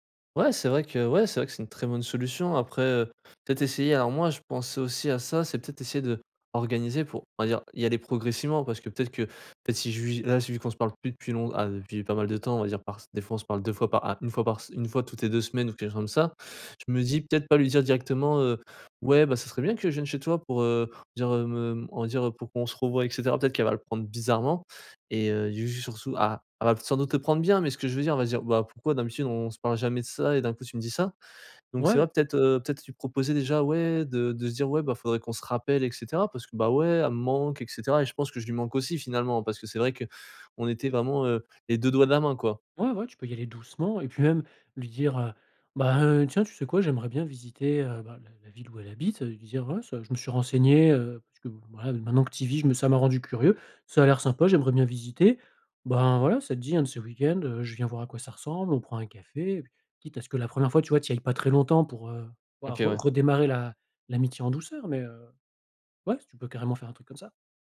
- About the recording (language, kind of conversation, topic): French, advice, Comment puis-je rester proche de mon partenaire malgré une relation à distance ?
- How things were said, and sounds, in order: none